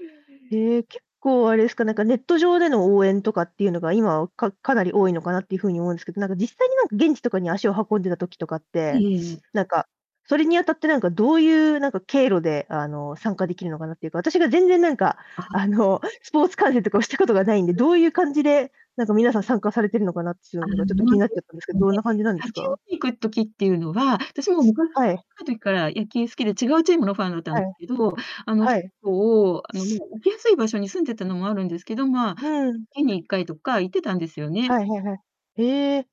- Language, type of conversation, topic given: Japanese, podcast, 最近ハマっている趣味は何ですか？
- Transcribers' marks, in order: laugh; distorted speech